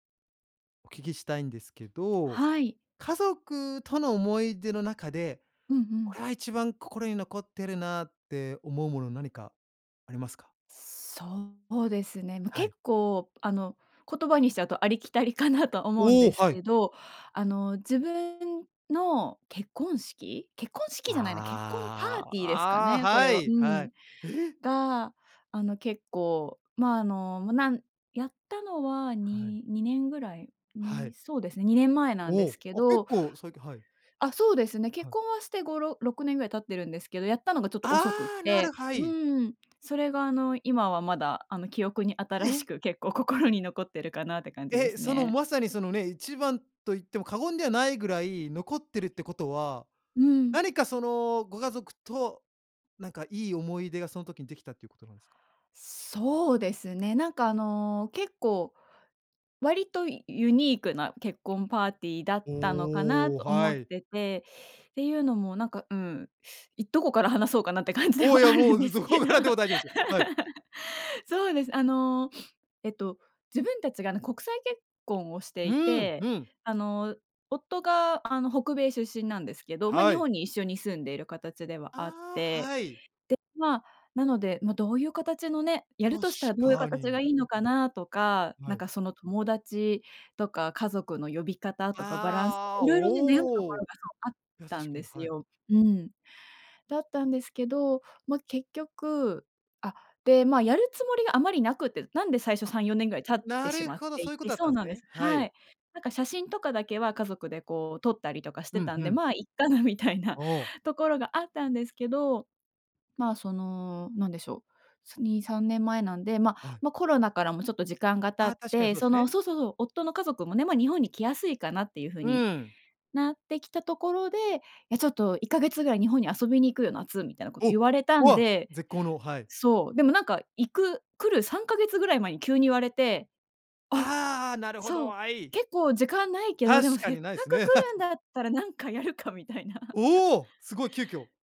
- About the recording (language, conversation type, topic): Japanese, podcast, 家族との思い出で一番心に残っていることは？
- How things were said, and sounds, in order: laughing while speaking: "どこから話そうかなって感じではあるんですけど"; laugh; laughing while speaking: "どこからでも大丈夫ですよ"; laughing while speaking: "ま、いっかなみたいな"; chuckle; laughing while speaking: "なんかやるかみたいな"